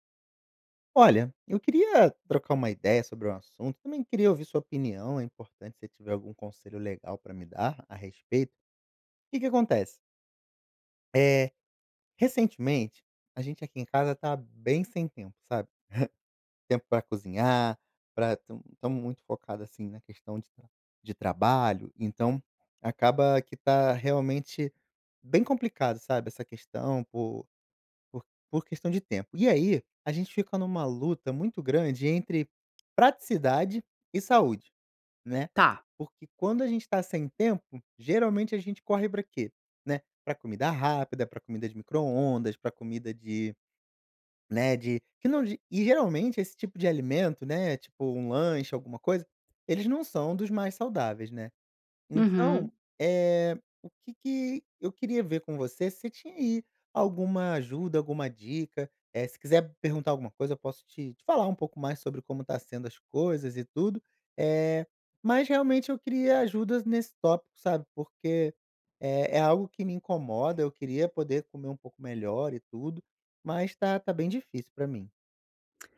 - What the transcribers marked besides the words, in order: chuckle
- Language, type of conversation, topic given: Portuguese, advice, Como equilibrar a praticidade dos alimentos industrializados com a minha saúde no dia a dia?